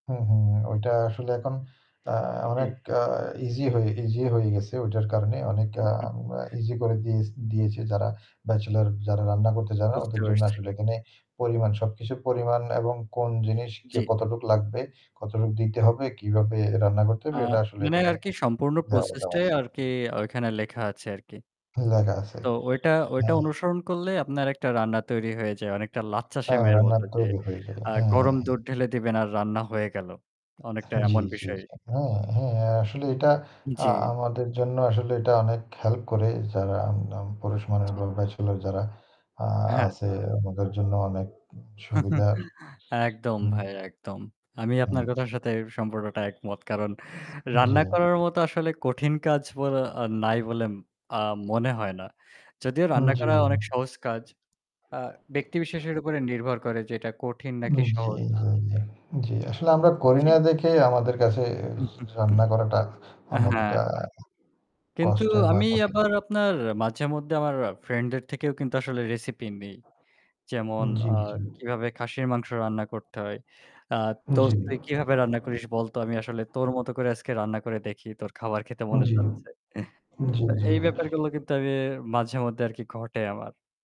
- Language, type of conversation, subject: Bengali, unstructured, আপনি কীভাবে নতুন কোনো রান্নার রেসিপি শেখার চেষ্টা করেন?
- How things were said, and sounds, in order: static; tapping; chuckle; horn; other background noise; chuckle; chuckle; laughing while speaking: "একদম ভাই একদম। আমি আপনার … মনে হয় না"; distorted speech; chuckle; laughing while speaking: "দোস্ত তুই কিভাবে রান্না করিস … খেতে মনে যাচ্ছে"